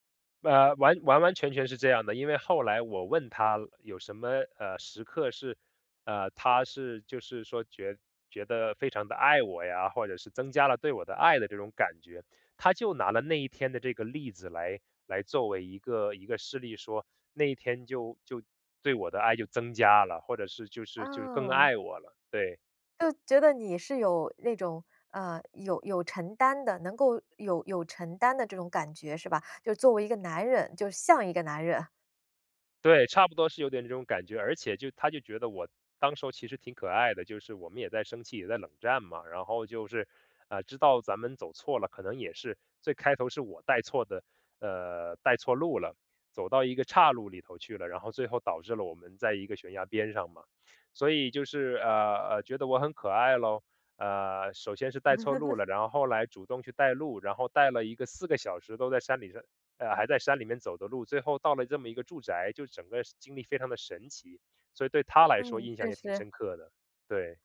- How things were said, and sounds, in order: chuckle
- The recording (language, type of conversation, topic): Chinese, podcast, 你最难忘的一次迷路经历是什么？